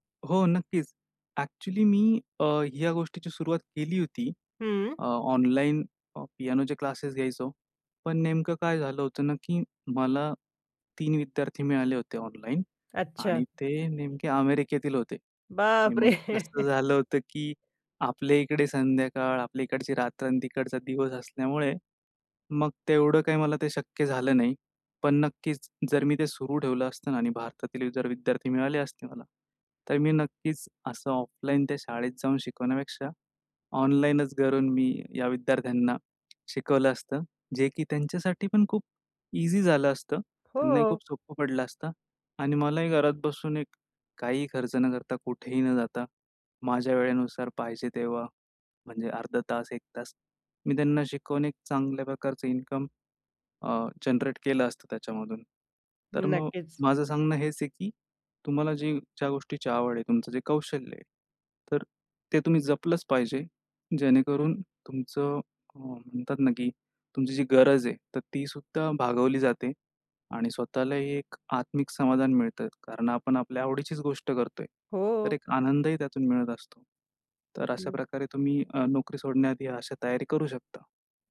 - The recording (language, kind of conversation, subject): Marathi, podcast, नोकरी सोडण्याआधी आर्थिक तयारी कशी करावी?
- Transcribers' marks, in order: in English: "ॲक्चुअली"; surprised: "बाप रे!"; chuckle; in English: "इझी"; in English: "इन्कम"; in English: "जनरेट"